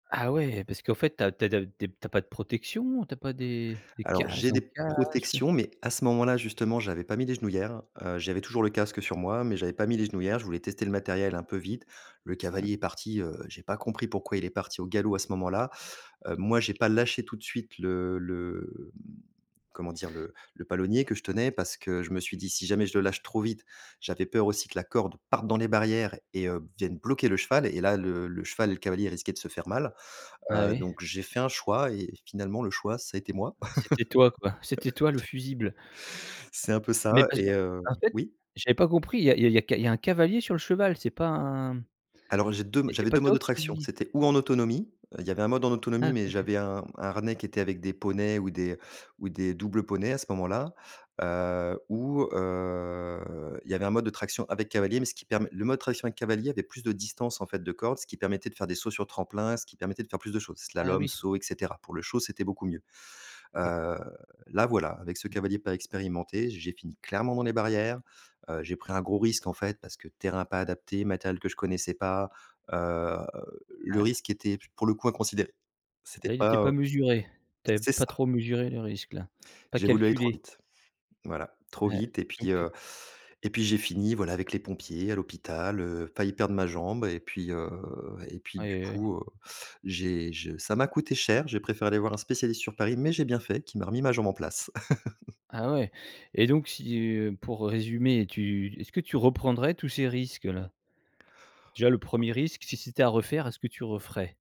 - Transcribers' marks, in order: stressed: "cages"; other noise; tapping; stressed: "parte"; other background noise; laugh; chuckle; drawn out: "heu"; drawn out: "Heu"; drawn out: "Heu"; laugh
- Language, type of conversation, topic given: French, podcast, Peux-tu me parler d’une fois où tu as osé prendre un risque ?